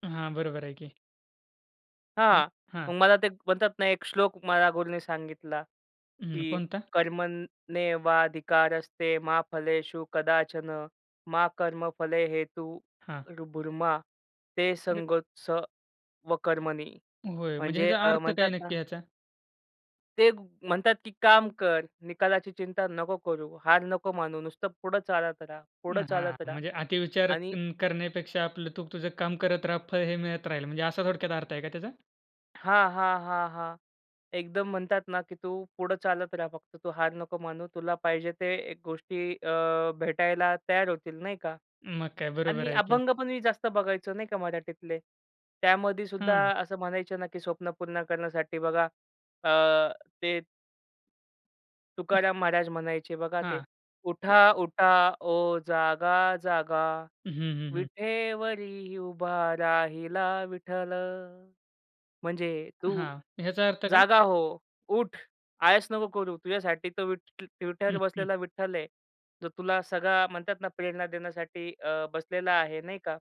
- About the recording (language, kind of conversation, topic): Marathi, podcast, तुम्हाला स्वप्ने साध्य करण्याची प्रेरणा कुठून मिळते?
- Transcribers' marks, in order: tapping; other background noise; singing: "उठा, उठा ओ जागा जागा विठेवरी उभा राहिला विठ्ठल"